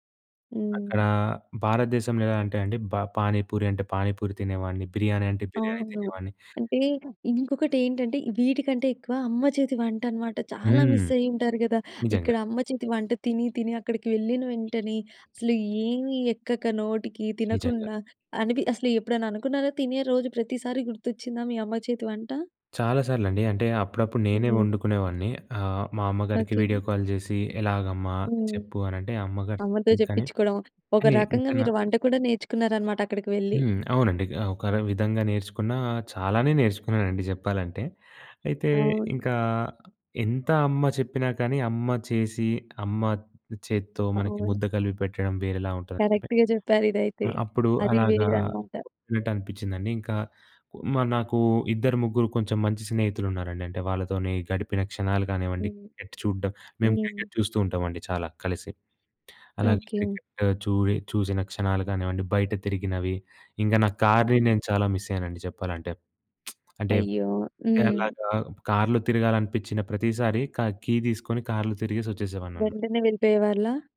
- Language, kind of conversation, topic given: Telugu, podcast, వలస వెళ్లినప్పుడు మీరు ఏదైనా కోల్పోయినట్టుగా అనిపించిందా?
- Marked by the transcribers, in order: in English: "మిస్"; in English: "వీడియో కాల్"; other background noise; other noise; in English: "కరెక్ట్‌గా"; tapping; in English: "మిస్"; lip smack; in English: "కీ"